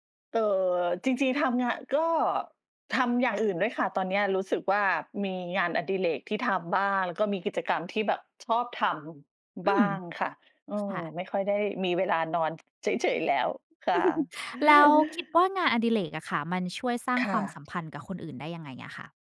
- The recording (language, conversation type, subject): Thai, unstructured, คุณคิดว่างานอดิเรกช่วยสร้างความสัมพันธ์กับคนอื่นได้อย่างไร?
- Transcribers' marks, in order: chuckle; tapping